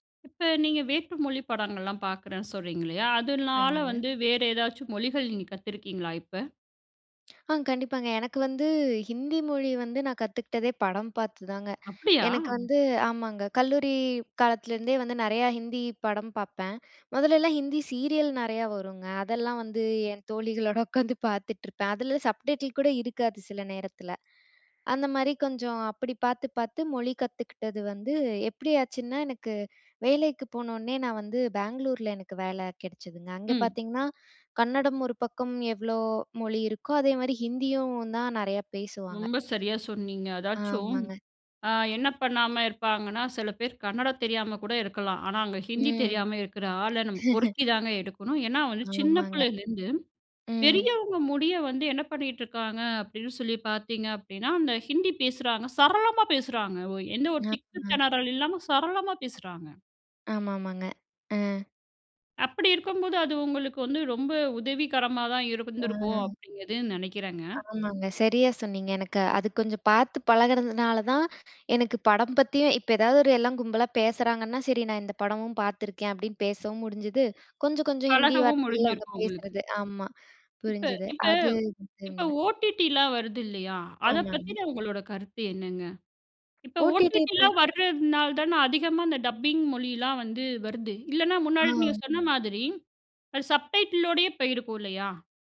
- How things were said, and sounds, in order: in English: "சப்டைட்டில்"; other background noise; chuckle; in English: "OTTலா"; in English: "டப்பிங்"; in English: "சப்டைட்டிலோடையே"
- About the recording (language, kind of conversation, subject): Tamil, podcast, சப்டைட்டில்கள் அல்லது டப்பிங் காரணமாக நீங்கள் வேறு மொழிப் படங்களை கண்டுபிடித்து ரசித்திருந்தீர்களா?